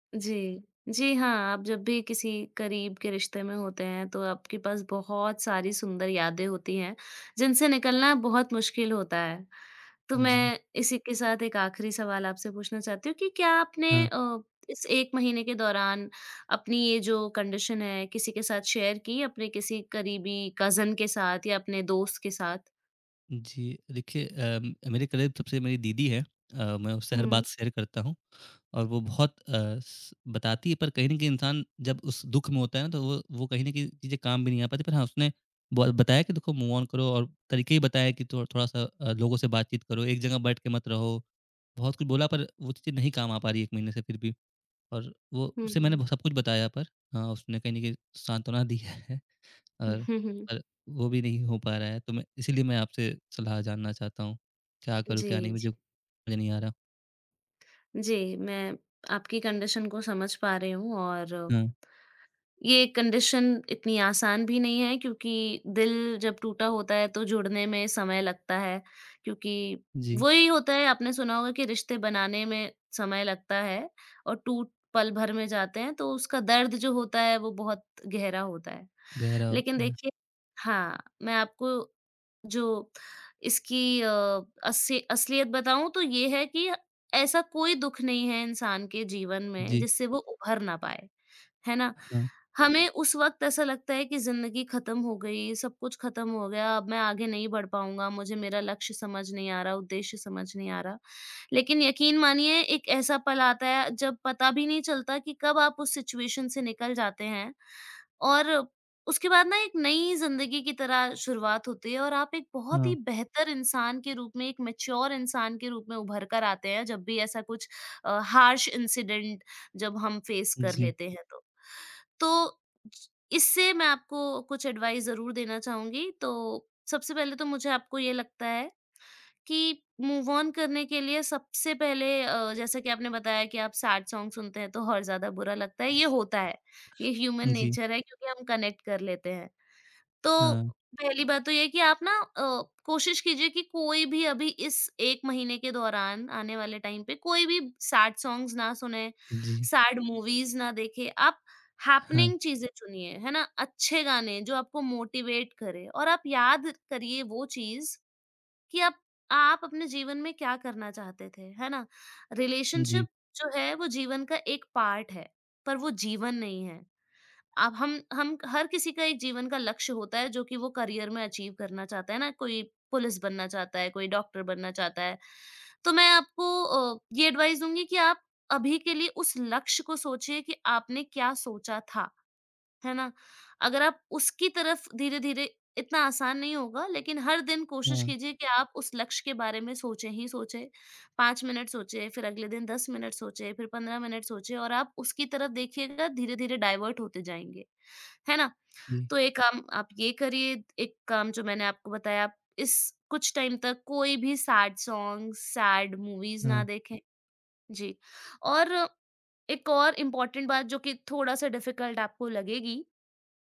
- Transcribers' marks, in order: in English: "कंडीशन"; in English: "शेयर"; in English: "कज़िन"; in English: "शेयर"; in English: "मूव ऑन"; laughing while speaking: "है"; chuckle; in English: "कंडीशन"; in English: "कंडीशन"; in English: "सिचुएशन"; in English: "मैच्योर"; in English: "हार्श इन्सिडेंट"; in English: "फेस"; in English: "एडवाइस"; in English: "मूव ऑन"; in English: "सैड सॉन्ग"; in English: "ह्यूमन नेचर"; other background noise; in English: "कनेक्ट"; in English: "टाइम"; in English: "सैड सॉन्ग्स"; in English: "सैड मूवीज़"; in English: "हैपनिंग"; in English: "मोटिवेट"; in English: "रिलेशनशिप"; in English: "पार्ट"; in English: "करियर"; in English: "अचीव"; in English: "एडवाइस"; in English: "डाइवर्ट"; in English: "टाइम"; in English: "सैड सॉन्ग्स, सैड मूवीज़"; in English: "इम्पॉर्टेंट"; in English: "डिफिकल्ट"
- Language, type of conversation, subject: Hindi, advice, रिश्ता टूटने के बाद मुझे जीवन का उद्देश्य समझ में क्यों नहीं आ रहा है?